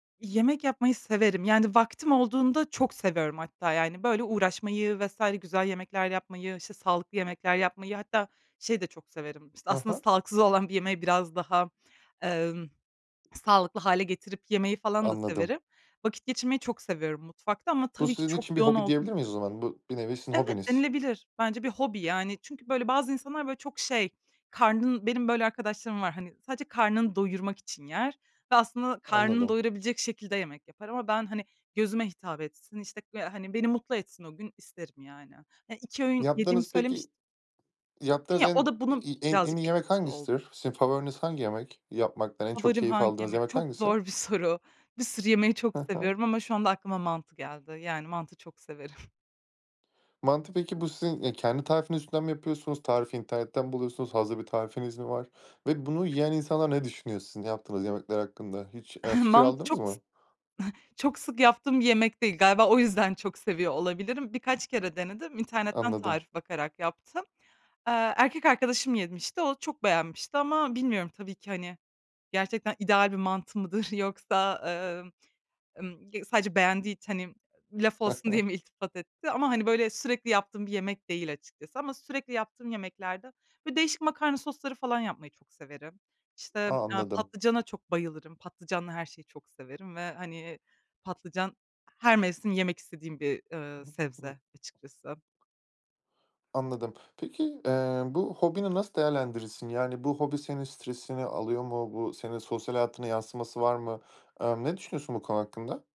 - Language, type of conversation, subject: Turkish, podcast, Alışverişi ve market planlamasını nasıl yapıyorsun; daha akıllı alışveriş için tüyoların var mı?
- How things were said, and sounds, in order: other background noise; tapping; chuckle; chuckle; unintelligible speech